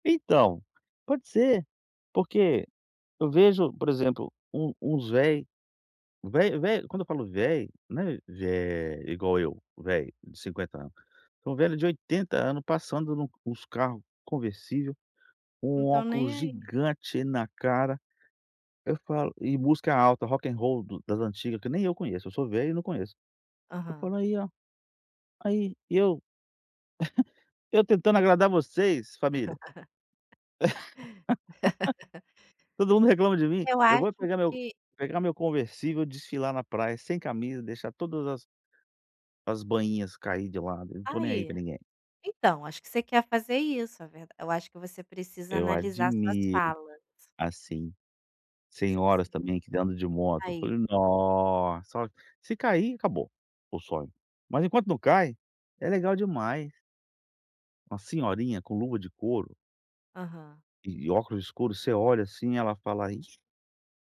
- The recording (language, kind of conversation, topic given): Portuguese, advice, Como posso agir sem medo da desaprovação social?
- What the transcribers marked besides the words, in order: "velho" said as "vei"; "velho" said as "vei"; "velho" said as "vei"; "velho" said as "vei"; "velho" said as "vei"; other background noise; in English: "Rock and Roll"; "velho" said as "vei"; chuckle; laugh